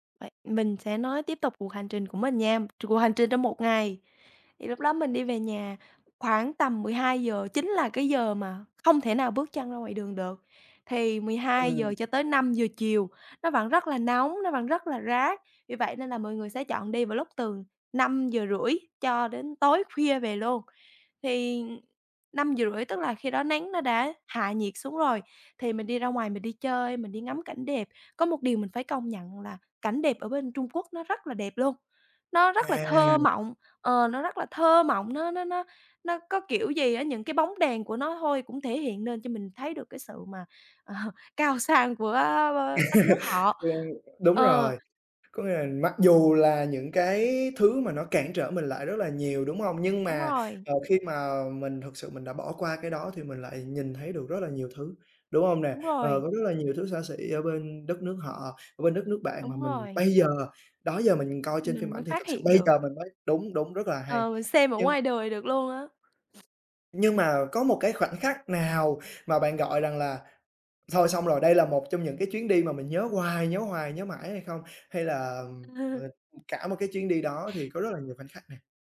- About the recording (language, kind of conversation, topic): Vietnamese, podcast, Bạn đã từng có chuyến du lịch để đời chưa? Kể xem?
- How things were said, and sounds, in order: tapping; other background noise; laugh; chuckle